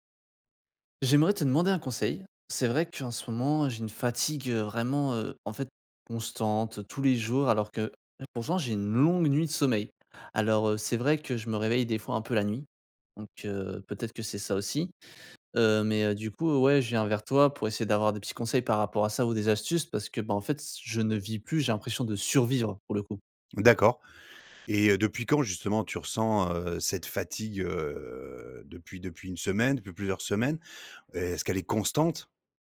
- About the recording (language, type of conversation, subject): French, advice, Pourquoi suis-je constamment fatigué, même après une longue nuit de sommeil ?
- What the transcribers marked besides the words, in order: stressed: "survivre"; drawn out: "heu"